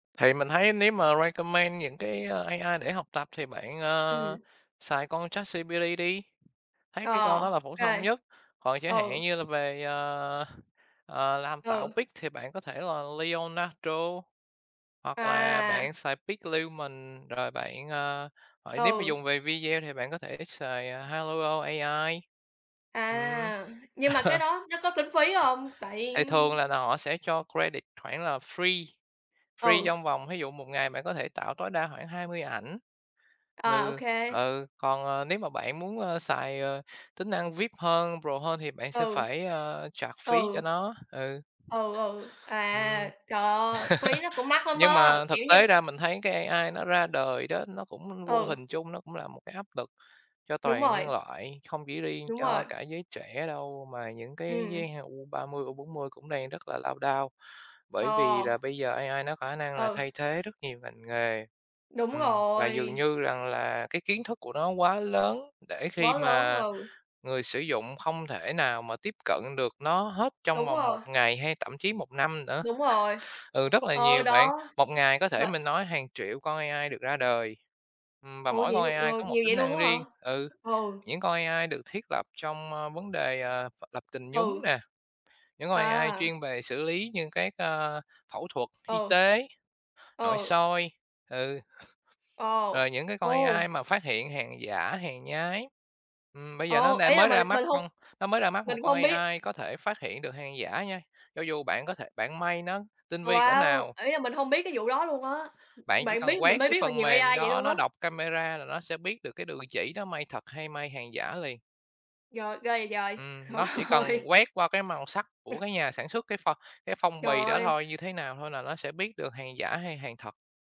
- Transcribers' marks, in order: in English: "recommend"; other background noise; tapping; in English: "pic"; chuckle; in English: "credit"; in English: "free, free"; in English: "VIP"; in English: "pro"; in English: "charge"; laugh; laughing while speaking: "Trời ơi"; chuckle
- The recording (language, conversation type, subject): Vietnamese, unstructured, Bạn có đồng ý rằng công nghệ đang tạo ra áp lực tâm lý cho giới trẻ không?
- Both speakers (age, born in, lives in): 18-19, Vietnam, Vietnam; 60-64, Vietnam, Vietnam